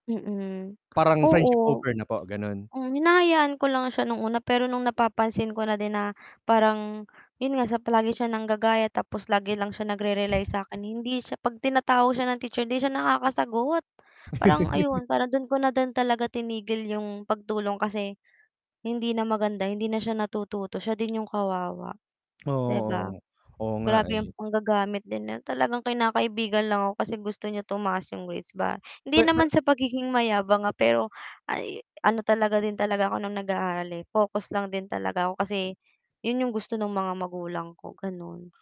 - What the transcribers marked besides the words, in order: tapping; chuckle
- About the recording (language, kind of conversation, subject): Filipino, unstructured, Ano ang gagawin mo kapag nararamdaman mong ginagamit ka lang?